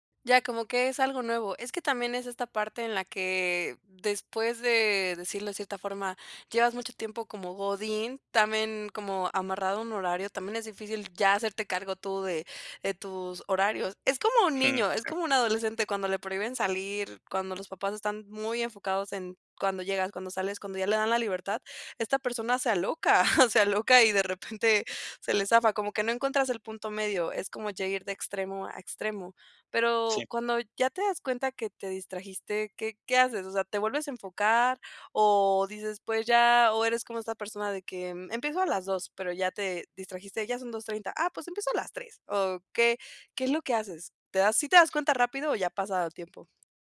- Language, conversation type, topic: Spanish, advice, ¿Cómo puedo reducir las distracciones para enfocarme en mis prioridades?
- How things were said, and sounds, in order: laugh; other background noise